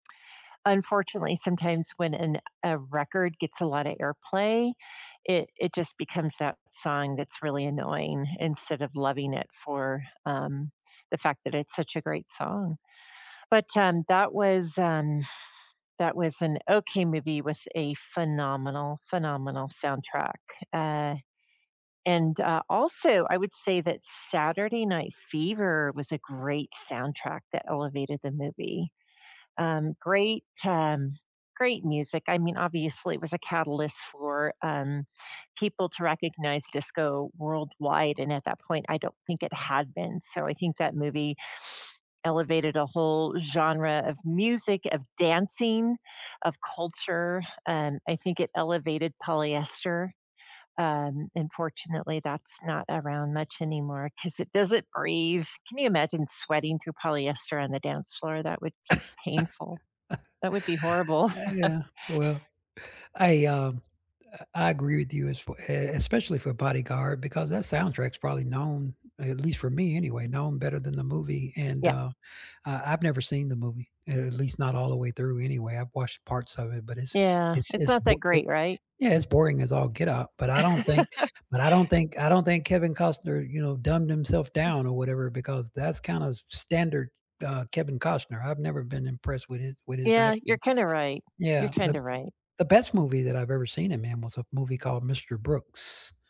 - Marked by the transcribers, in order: chuckle; laugh; other background noise; laugh; tapping
- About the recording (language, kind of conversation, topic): English, unstructured, Which movie soundtracks have elevated movies for you?